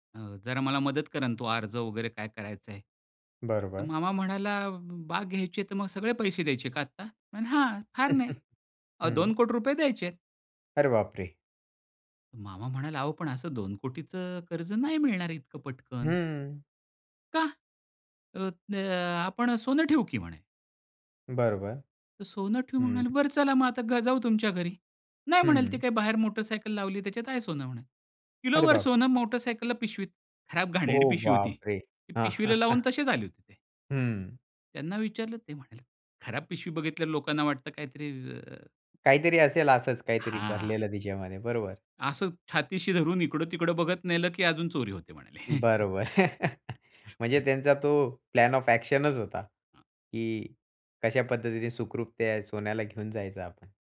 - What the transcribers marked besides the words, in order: chuckle; other noise; surprised: "ओ बापरे!"; chuckle; tapping; chuckle; in English: "प्लॅन ऑफ एक्शनच"
- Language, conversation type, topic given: Marathi, podcast, तुम्हाला सर्वाधिक प्रभावित करणारे मार्गदर्शक कोण होते?